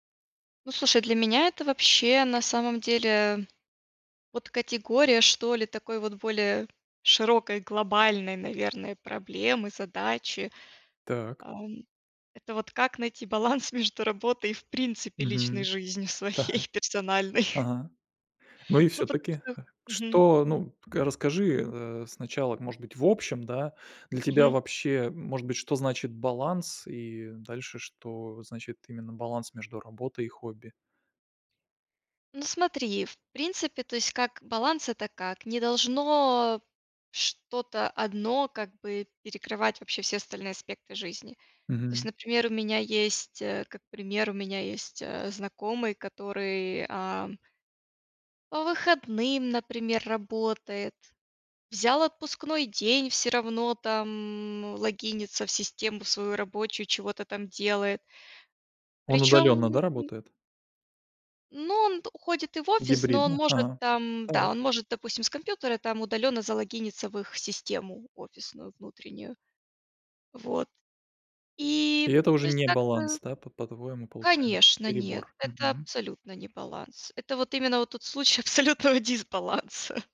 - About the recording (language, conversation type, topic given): Russian, podcast, Как найти баланс между работой и хобби?
- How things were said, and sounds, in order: chuckle; laughing while speaking: "личной жизнью своей персональной?"; other background noise; tapping; laughing while speaking: "абсолютного дисбаланса"; chuckle